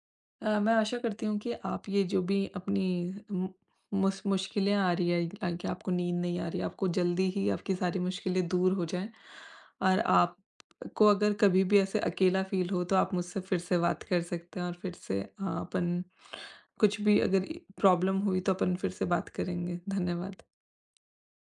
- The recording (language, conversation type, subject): Hindi, advice, रात में बार-बार जागना और फिर सो न पाना
- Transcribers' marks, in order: tapping; other background noise; in English: "फील"; in English: "प्रॉब्लम"